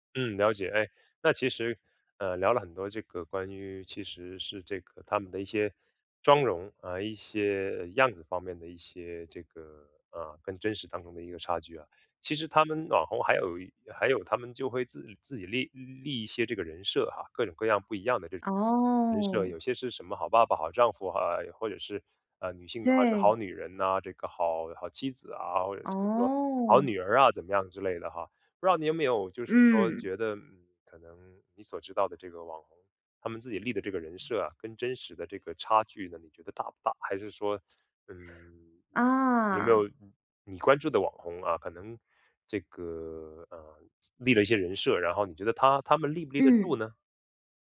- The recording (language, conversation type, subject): Chinese, podcast, 网红呈现出来的形象和真实情况到底相差有多大？
- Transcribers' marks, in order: other noise